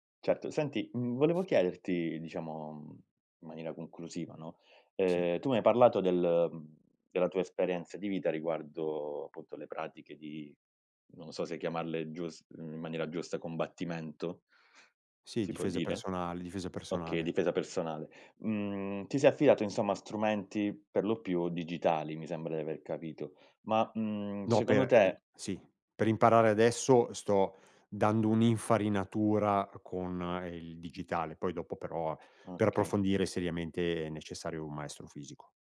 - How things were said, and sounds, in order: other background noise
- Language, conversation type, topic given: Italian, podcast, Che cosa consiglieresti a chi vuole imparare un argomento da zero?